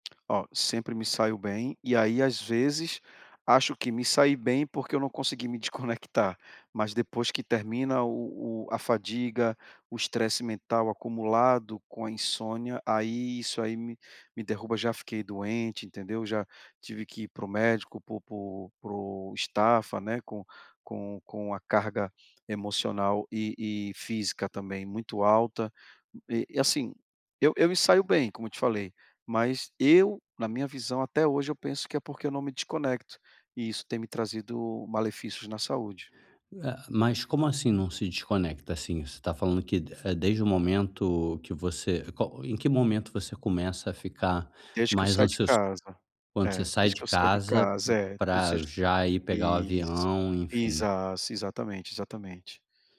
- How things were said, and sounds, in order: none
- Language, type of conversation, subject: Portuguese, advice, Como posso manter o sono consistente durante viagens frequentes?